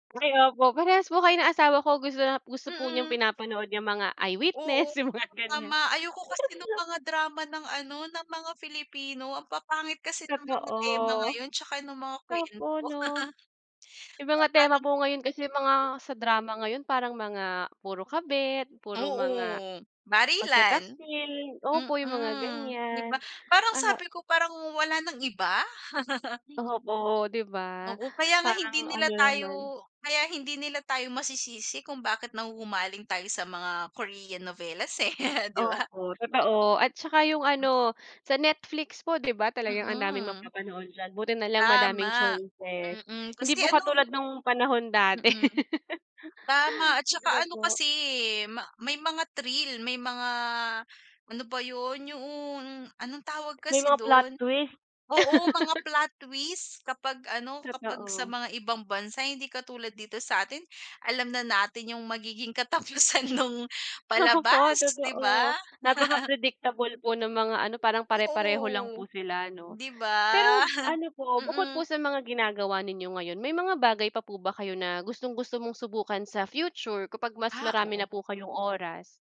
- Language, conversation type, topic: Filipino, unstructured, Ano ang hilig mong gawin kapag may libreng oras ka?
- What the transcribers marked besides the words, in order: laughing while speaking: "yung mga ganyan"; unintelligible speech; laugh; unintelligible speech; laugh; chuckle; other background noise; laugh; in English: "plot twist"; in English: "plot twist"; laugh; laughing while speaking: "katapusan nung"; chuckle